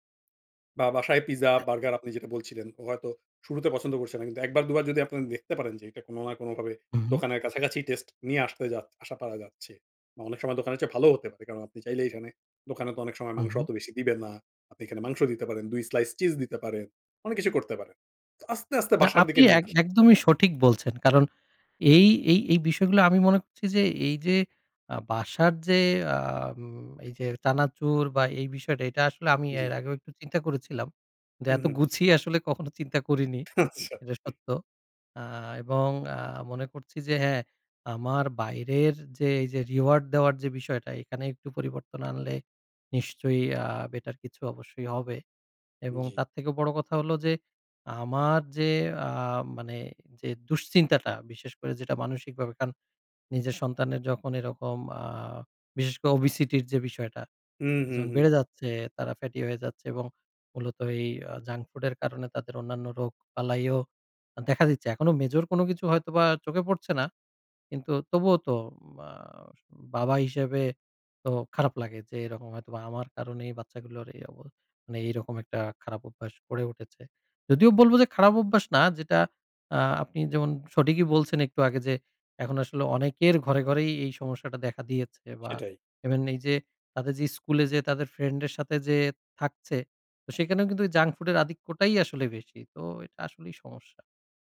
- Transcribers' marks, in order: throat clearing; tongue click; chuckle; laughing while speaking: "আচ্ছা"; in English: "reward"; tongue click; in English: "ওবেসিটি"; in English: "ফ্যাটি"
- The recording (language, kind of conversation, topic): Bengali, advice, বাচ্চাদের সামনে স্বাস্থ্যকর খাওয়ার আদর্শ দেখাতে পারছি না, খুব চাপে আছি